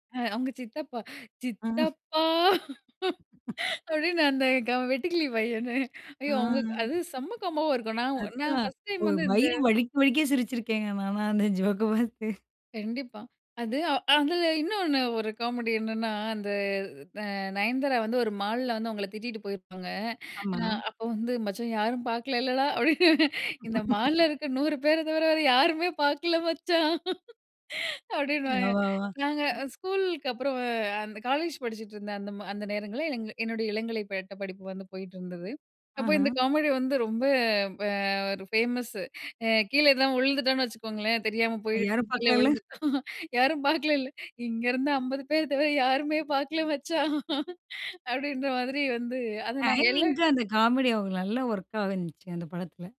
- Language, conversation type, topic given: Tamil, podcast, உங்களுக்கு பிடித்த ஒரு திரைப்படப் பார்வை அனுபவத்தைப் பகிர முடியுமா?
- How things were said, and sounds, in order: snort; laugh; snort; in English: "காம்போவா"; in English: "மால்ல"; chuckle; laughing while speaking: "இந்த மால்ல இருக்க நூறு பேர தவிர வேற யாருமே பார்க்கல மச்சான்! அப்டீன்னுவாங்க"; laugh; chuckle; other noise; laughing while speaking: "விழுந்துட்டோம், யாரும் பார்க்கலைல இங்கேருந்து ஐம்பது … அப்பிடின்ற மாதிரி வந்து"; in English: "டைமிங்‌க்கு"